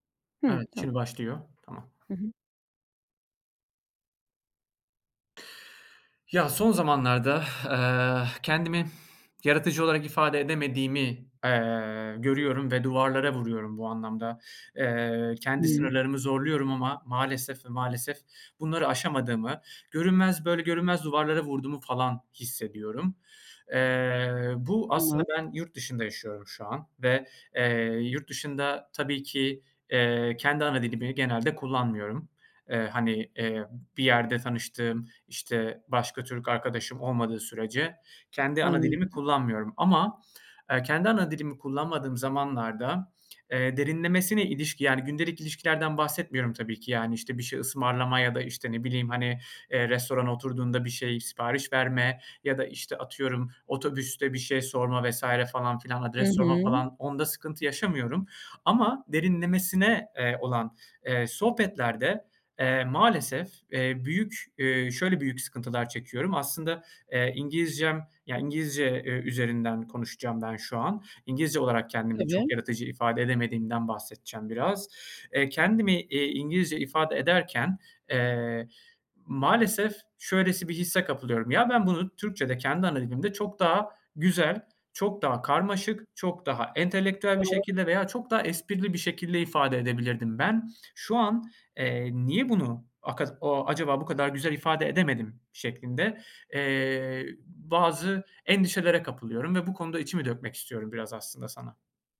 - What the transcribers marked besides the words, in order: exhale; lip smack; lip smack
- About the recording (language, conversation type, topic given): Turkish, advice, Kendimi yaratıcı bir şekilde ifade etmekte neden zorlanıyorum?